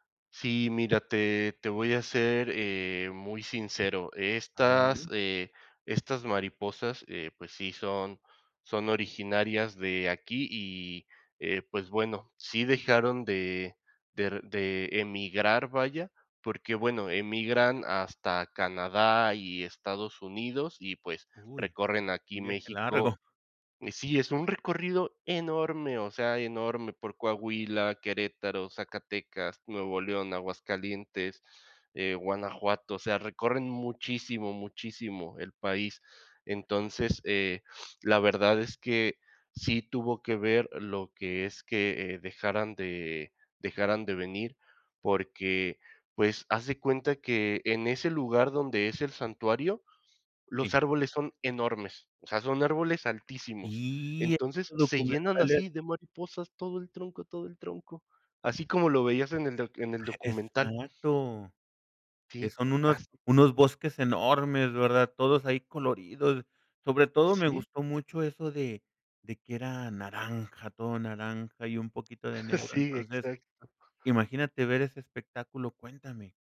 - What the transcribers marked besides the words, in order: tapping; laughing while speaking: "largo"; unintelligible speech; other noise; other background noise; chuckle
- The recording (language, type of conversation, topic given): Spanish, podcast, ¿Cuáles tradiciones familiares valoras más y por qué?